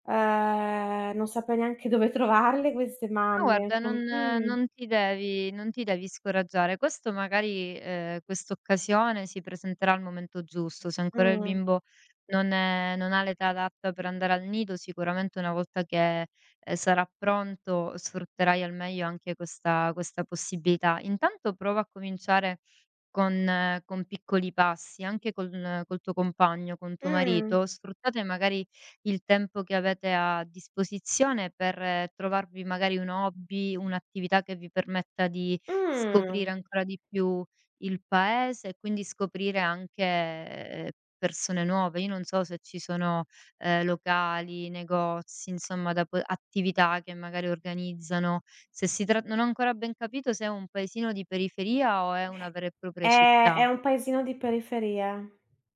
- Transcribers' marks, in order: drawn out: "Ehm"; laughing while speaking: "trovarle"; drawn out: "Mh"; drawn out: "Mh"; drawn out: "anche"; drawn out: "È"
- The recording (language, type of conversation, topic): Italian, advice, Come posso affrontare la sensazione di isolamento e la mancanza di amici nella mia nuova città?